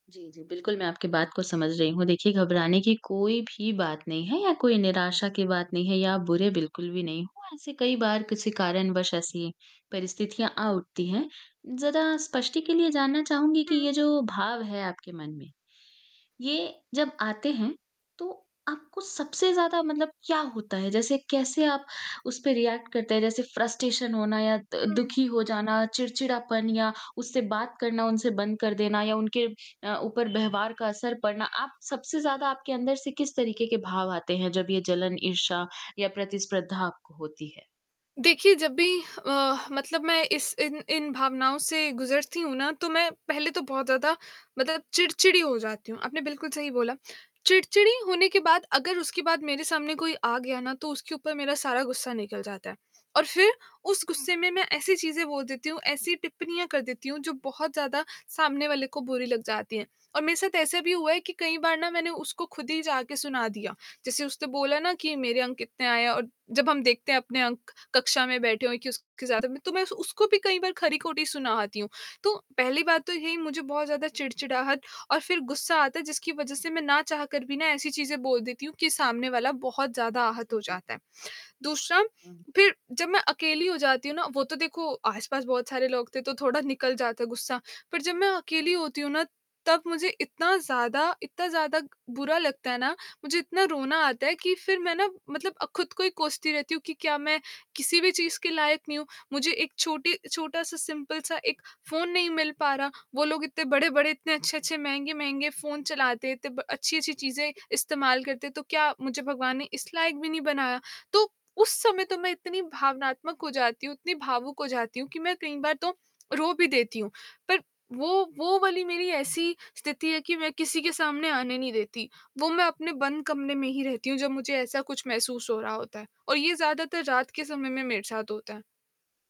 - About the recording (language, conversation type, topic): Hindi, advice, दोस्ती में ईर्ष्या या प्रतिस्पर्धा महसूस होना
- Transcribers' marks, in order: distorted speech; in English: "रिएक्ट"; in English: "फ़्रस्ट्रेशन"; static; horn; in English: "सिंपल"; other background noise